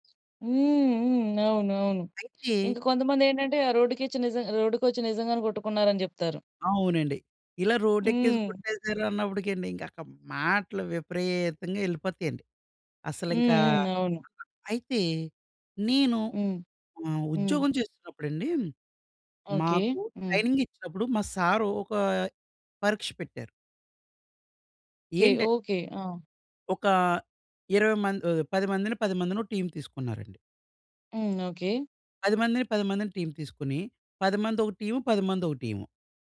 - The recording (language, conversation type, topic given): Telugu, podcast, మరొకరికి మాటలు చెప్పేటప్పుడు ఊహించని ప్రతిక్రియా వచ్చినప్పుడు మీరు ఎలా స్పందిస్తారు?
- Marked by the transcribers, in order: other background noise; in English: "ట్రైనింగ్"; in English: "టీమ్"